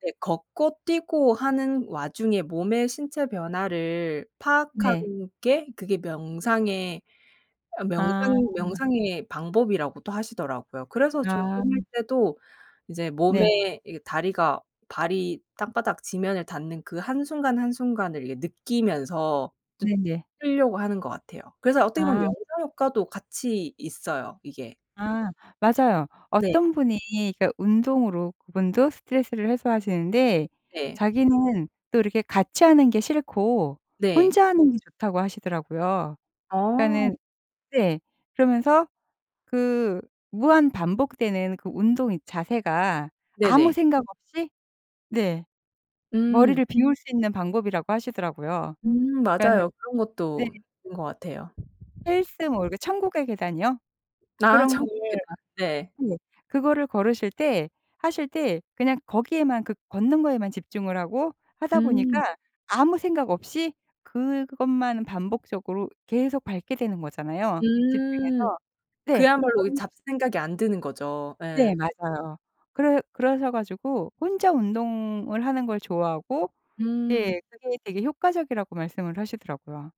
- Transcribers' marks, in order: tapping; other background noise
- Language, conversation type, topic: Korean, podcast, 일 끝나고 진짜 쉬는 법은 뭐예요?